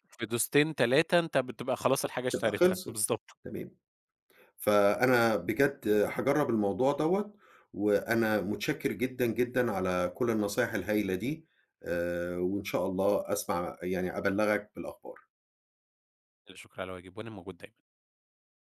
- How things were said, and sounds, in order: none
- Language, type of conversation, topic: Arabic, advice, إزاي الشراء الاندفاعي أونلاين بيخلّيك تندم ويدخّلك في مشاكل مالية؟